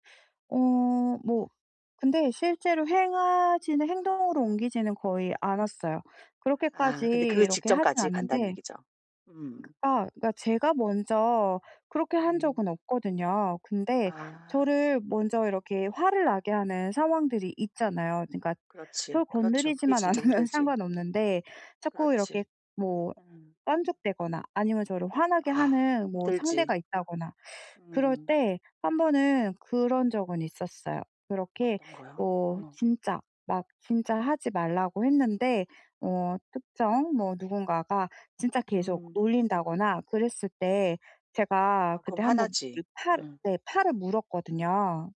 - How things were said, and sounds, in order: other background noise; tapping; laughing while speaking: "않으면"
- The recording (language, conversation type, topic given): Korean, advice, 충동과 갈망을 더 잘 알아차리려면 어떻게 해야 할까요?